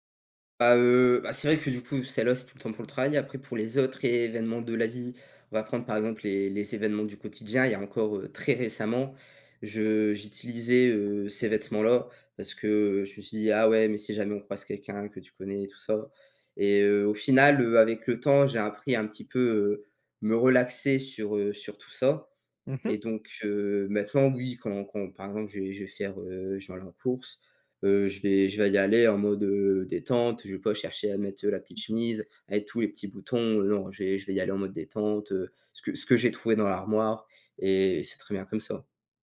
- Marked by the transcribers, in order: none
- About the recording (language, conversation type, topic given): French, podcast, Comment ton style vestimentaire a-t-il évolué au fil des années ?